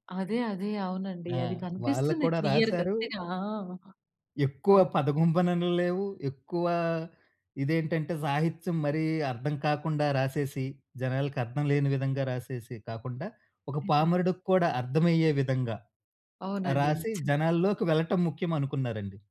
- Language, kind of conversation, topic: Telugu, podcast, పాత పాటలు వింటే మీ మనసులో ఎలాంటి మార్పులు వస్తాయి?
- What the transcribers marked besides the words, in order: other background noise